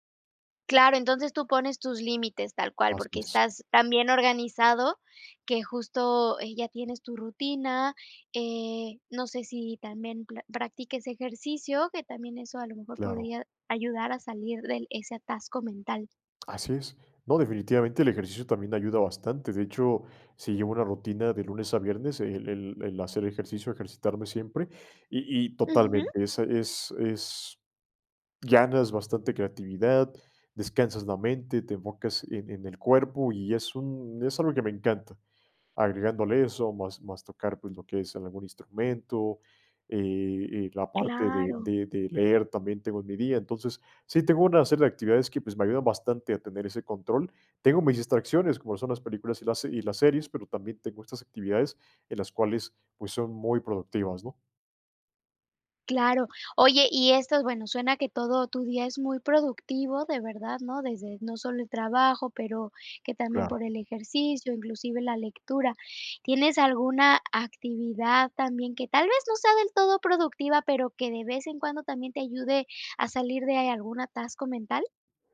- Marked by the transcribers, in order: none
- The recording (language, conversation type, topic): Spanish, podcast, ¿Qué técnicas usas para salir de un bloqueo mental?
- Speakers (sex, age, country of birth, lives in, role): female, 35-39, Mexico, Germany, host; male, 25-29, Mexico, Mexico, guest